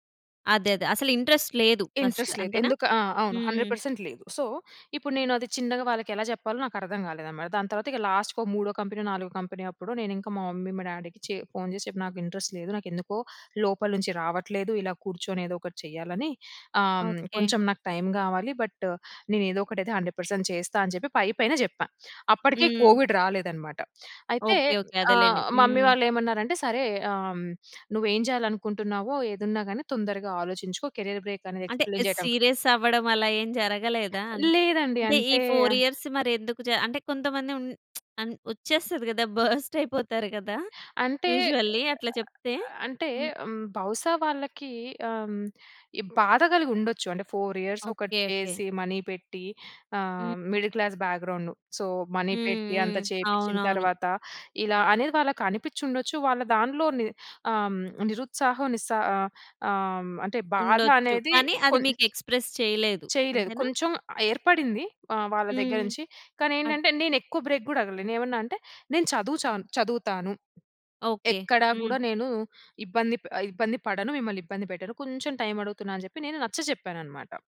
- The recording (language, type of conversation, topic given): Telugu, podcast, స్నేహితులు, కుటుంబంతో కలిసి ఉండటం మీ మానసిక ఆరోగ్యానికి ఎలా సహాయపడుతుంది?
- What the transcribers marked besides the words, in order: other background noise; in English: "ఇంట్రస్ట్"; in English: "ఇంట్రెస్ట్"; in English: "ఫస్ట్"; in English: "హండ్రెడ్ పర్సెంట్"; in English: "సో"; in English: "లాస్ట్‌కొ"; in English: "కంపెనీ"; in English: "కంపెనీ"; in English: "మమ్మీ"; in English: "డ్యాడీకి"; in English: "ఇంట్రెస్ట్"; in English: "బట్"; in English: "హండ్రెడ్ పర్సెంట్"; in English: "కోవిడ్"; in English: "మమ్మీ"; in English: "కెరీర్ బ్రేక్"; in English: "ఎక్స్‌ప్లెయిన్"; in English: "సీరియస్"; in English: "ఫోర్ ఇయర్స్"; tsk; in English: "బర్స్ట్"; in English: "యూజువల్లీ"; in English: "ఫోర్ ఇయర్స్"; in English: "మనీ"; in English: "మిడిల్ క్లాస్ బ్యాక్గ్రౌండ్, సో, మనీ"; in English: "ఎక్స్ప్రెస్"; in English: "బ్రేక్"